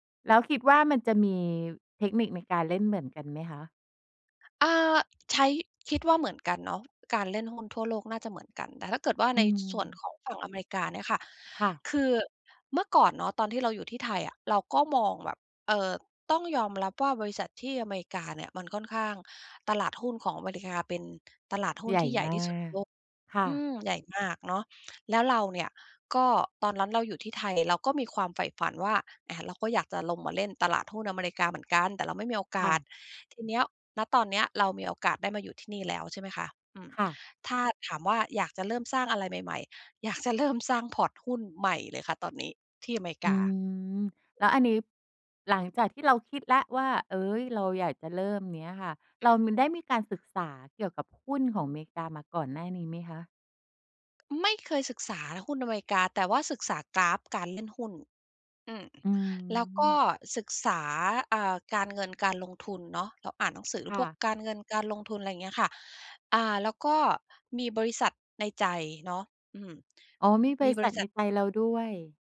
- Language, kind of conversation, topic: Thai, podcast, ถ้าคุณเริ่มเล่นหรือสร้างอะไรใหม่ๆ ได้ตั้งแต่วันนี้ คุณจะเลือกทำอะไร?
- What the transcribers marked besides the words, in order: in English: "พอร์ต"; other noise